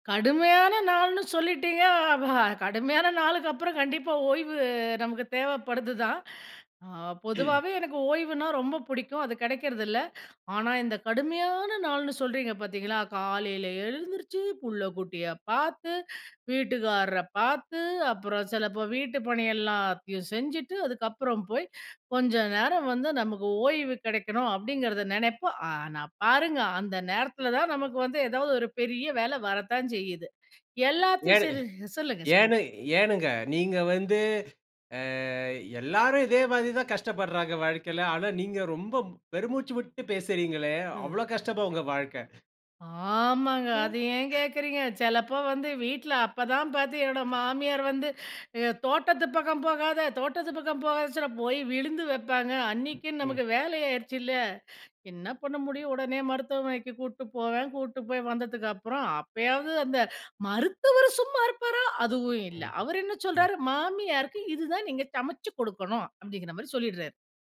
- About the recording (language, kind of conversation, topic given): Tamil, podcast, ஒரு கடுமையான நாள் முடிந்த பிறகு நீங்கள் எப்படி ஓய்வெடுக்கிறீர்கள்?
- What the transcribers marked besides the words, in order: other noise; other background noise; tapping